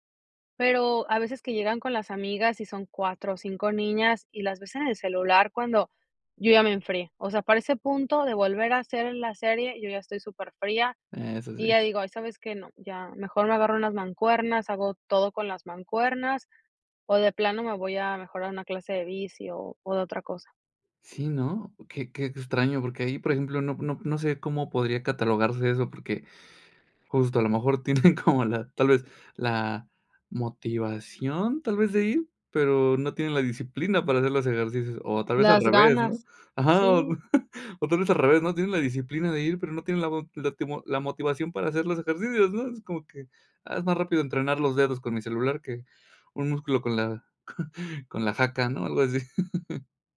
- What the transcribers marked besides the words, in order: laughing while speaking: "tienen como"; chuckle; laugh
- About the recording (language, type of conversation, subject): Spanish, podcast, ¿Qué papel tiene la disciplina frente a la motivación para ti?